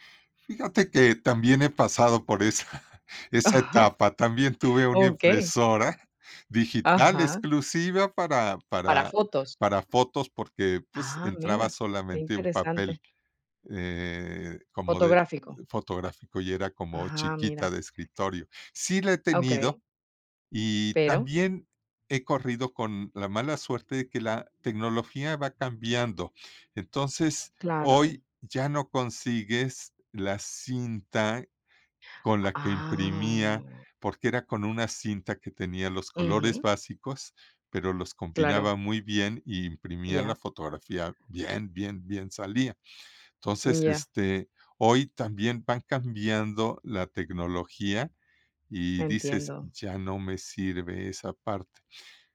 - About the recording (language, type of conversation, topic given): Spanish, podcast, ¿Qué harías si perdieras todas tus fotos digitales?
- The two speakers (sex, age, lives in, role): female, 40-44, Netherlands, host; male, 70-74, Mexico, guest
- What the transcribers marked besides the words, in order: laughing while speaking: "esa"; chuckle; drawn out: "Ah"